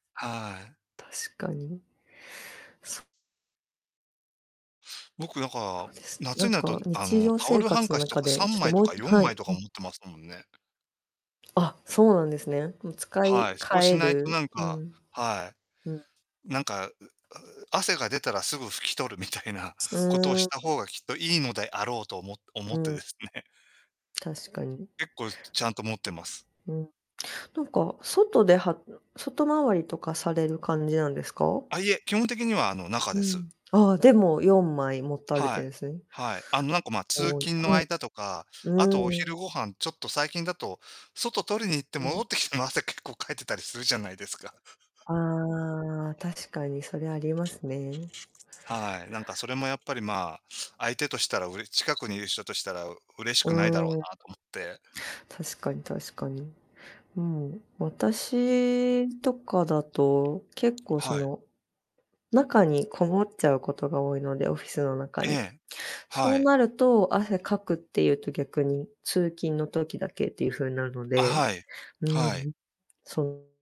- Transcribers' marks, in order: distorted speech; laughing while speaking: "みたいな"; laughing while speaking: "きても、汗、結構、かいてたりするじゃないですか"; other background noise; tapping
- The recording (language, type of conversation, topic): Japanese, unstructured, 他人の汗の臭いが気になるとき、どのように対応していますか？